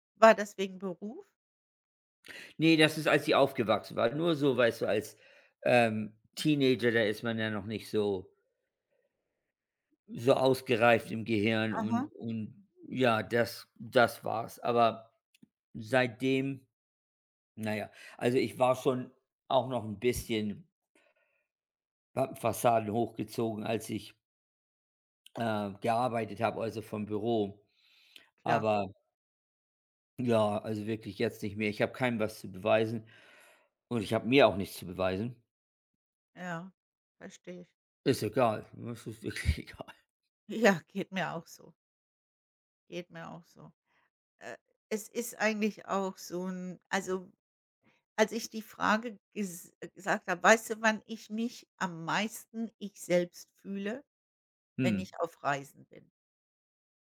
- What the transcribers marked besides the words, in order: laughing while speaking: "wirklich egal"; laughing while speaking: "Ja"
- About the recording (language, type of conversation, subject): German, unstructured, Was gibt dir das Gefühl, wirklich du selbst zu sein?